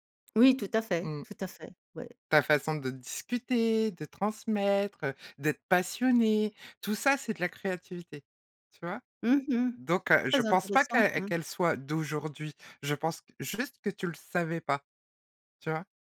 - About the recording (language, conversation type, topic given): French, podcast, Comment ton identité créative a-t-elle commencé ?
- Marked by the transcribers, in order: none